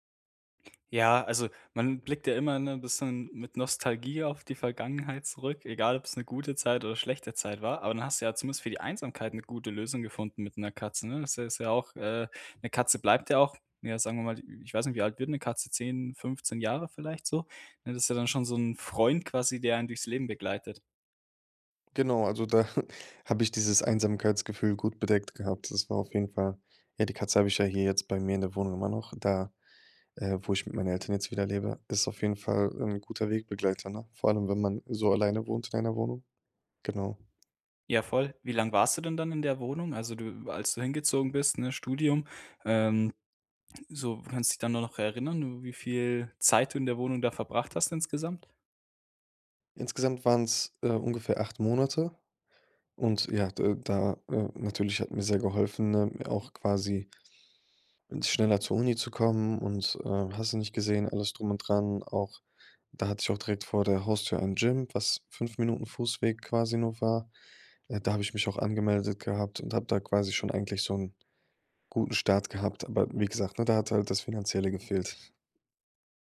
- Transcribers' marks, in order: laughing while speaking: "da"
- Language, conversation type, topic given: German, podcast, Wie war dein erster großer Umzug, als du zum ersten Mal allein umgezogen bist?